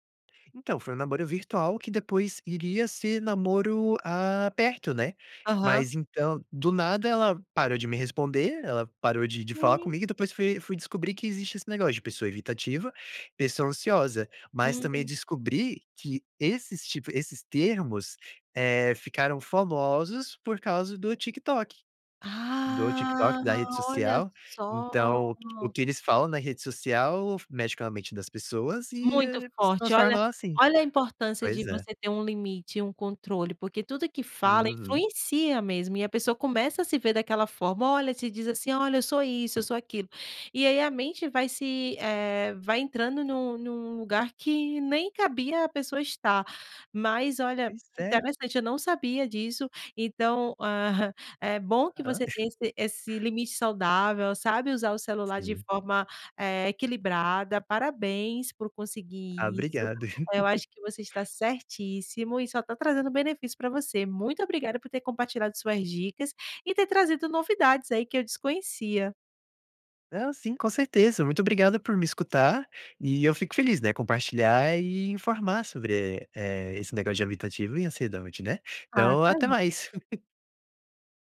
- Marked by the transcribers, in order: other noise; other background noise; laugh; chuckle; giggle; giggle
- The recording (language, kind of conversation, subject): Portuguese, podcast, Como você define limites saudáveis para o uso do celular no dia a dia?